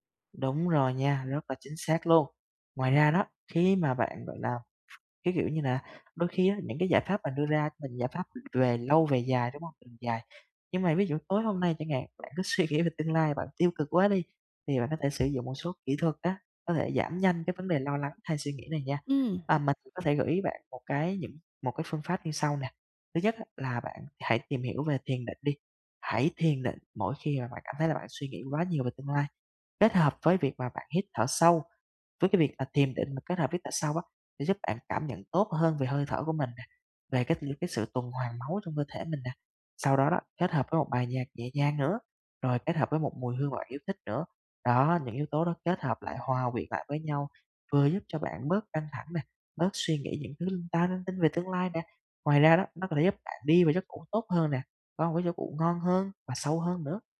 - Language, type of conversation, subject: Vietnamese, advice, Làm sao để tôi bớt suy nghĩ tiêu cực về tương lai?
- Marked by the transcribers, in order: tapping; other background noise; laughing while speaking: "suy nghĩ"